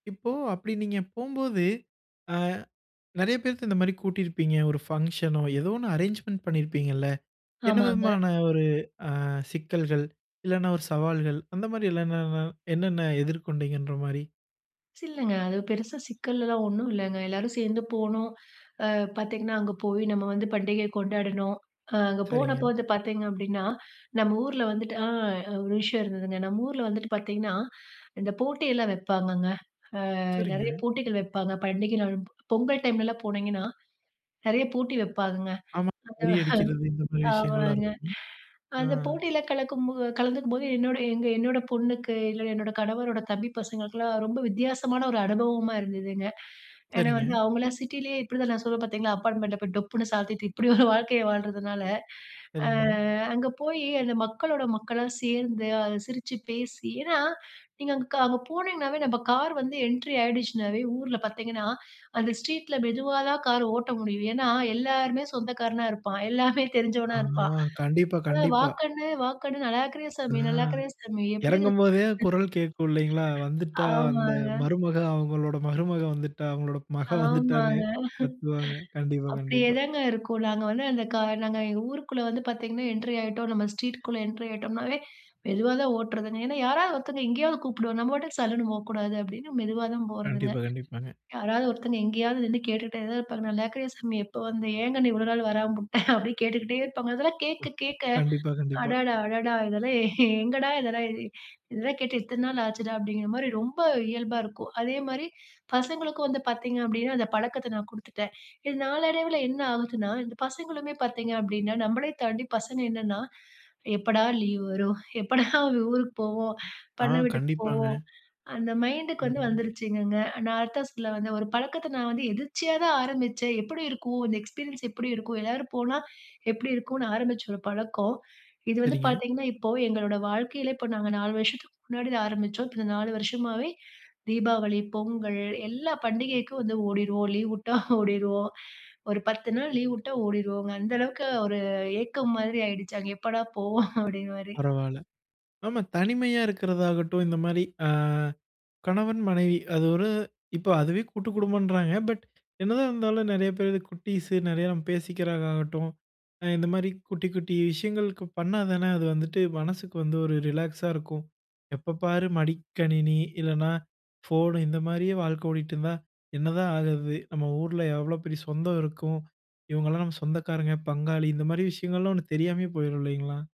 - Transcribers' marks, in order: in English: "அரேஞ்ச்மென்ட்"; chuckle; in English: "அப்பார்ட்மெண்ட்ட"; in English: "என்ட்ரி"; in English: "ஸ்ட்ரீட்ல"; laughing while speaking: "எல்லாமே தெரிஞ்சவனா இருப்பான்"; other background noise; laughing while speaking: "ஆமாங்க"; in English: "என்ட்ரி"; in English: "ஸ்ட்ரீட்குள்ள என்ட்ரி"; laugh; chuckle; laughing while speaking: "எப்படா ஊருக்கு போவோம்"; in English: "மைண்டுக்கு"; in English: "எக்ஸ்பீரியன்ஸ்"; laughing while speaking: "உட்டா"; laughing while speaking: "எப்படா போவோம்"; in English: "பட்"; in English: "ரிலாக்ஸா"
- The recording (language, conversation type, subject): Tamil, podcast, ஒரு பழக்கத்தை நீங்கள் எப்போது, எந்த சூழ்நிலையில் ஆரம்பித்தீர்கள், அது காலப்போக்கில் உங்கள் வாழ்க்கையில் எப்படி பயனுள்ளதாக மாறியது?